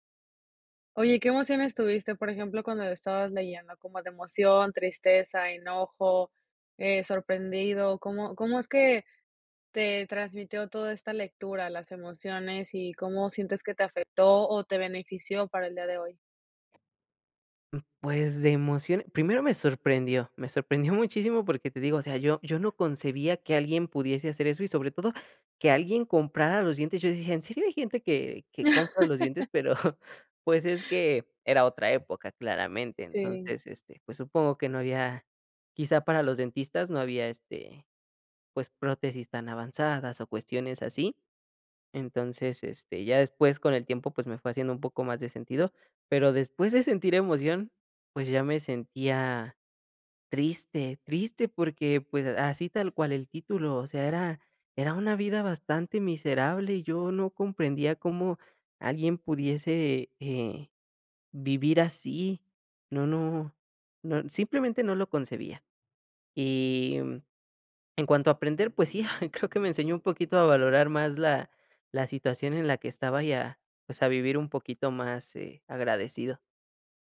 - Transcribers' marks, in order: laugh; laugh; laughing while speaking: "sí, ah, creo que me enseñó"
- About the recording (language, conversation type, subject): Spanish, podcast, ¿Por qué te gustan tanto los libros?